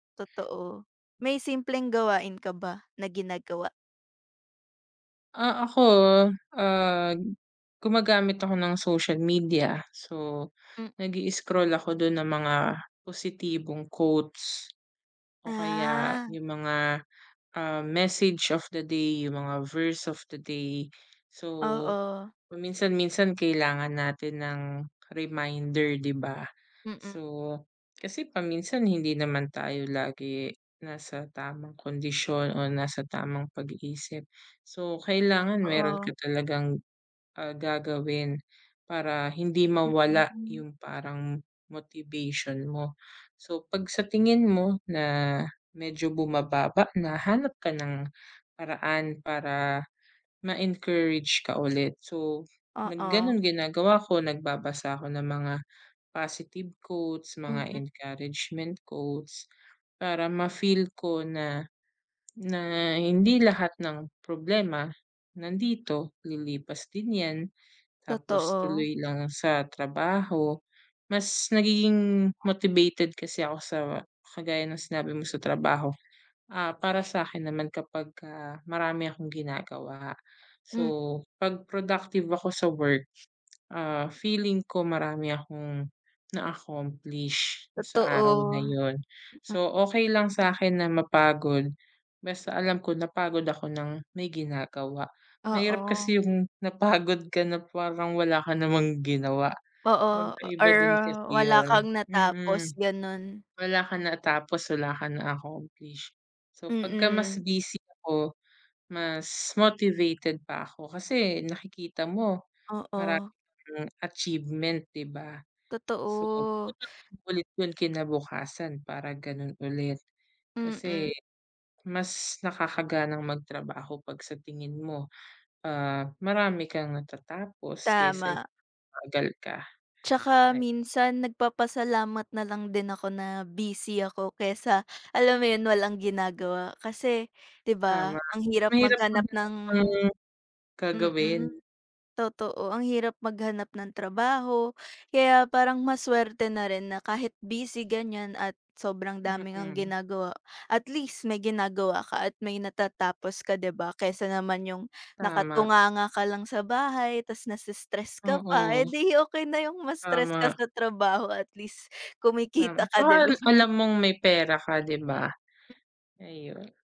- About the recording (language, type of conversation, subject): Filipino, unstructured, Ano ang paborito mong gawin upang manatiling ganado sa pag-abot ng iyong pangarap?
- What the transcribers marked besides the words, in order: tapping; in English: "message of the day"; in English: "verse of the day"; other background noise; in English: "positive quotes"; in English: "encouragement quotes"; laughing while speaking: "napagod"; laughing while speaking: "'di okey na"; laughing while speaking: "kumikita ka, 'di ba?"; laugh